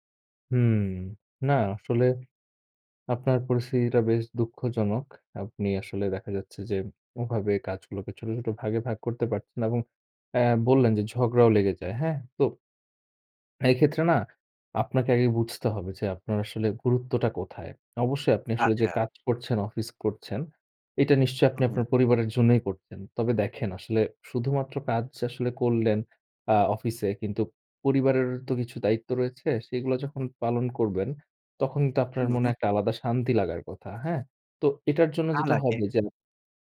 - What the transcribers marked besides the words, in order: none
- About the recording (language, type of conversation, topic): Bengali, advice, দৈনন্দিন ছোটখাটো দায়িত্বেও কেন আপনার অতিরিক্ত চাপ অনুভূত হয়?
- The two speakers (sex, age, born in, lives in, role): male, 20-24, Bangladesh, Bangladesh, advisor; male, 40-44, Bangladesh, Finland, user